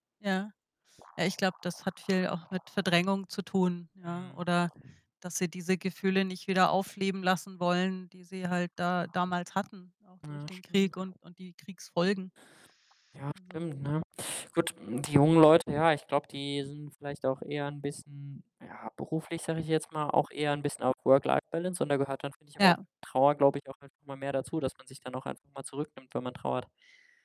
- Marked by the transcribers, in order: other background noise; background speech; distorted speech
- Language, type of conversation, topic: German, unstructured, Findest du, dass Trauer eher öffentlich gezeigt werden sollte oder lieber privat bleibt?